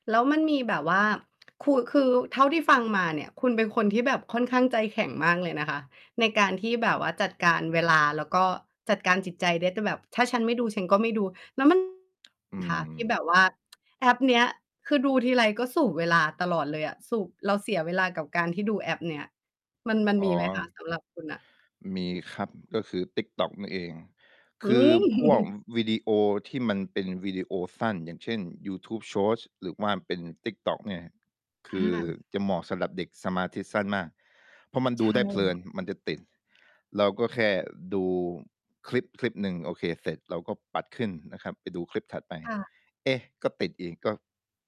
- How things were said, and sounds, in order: mechanical hum; distorted speech; chuckle
- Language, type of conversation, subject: Thai, podcast, คุณจัดการเวลาใช้หน้าจอมือถืออย่างไรไม่ให้ติดมากเกินไป?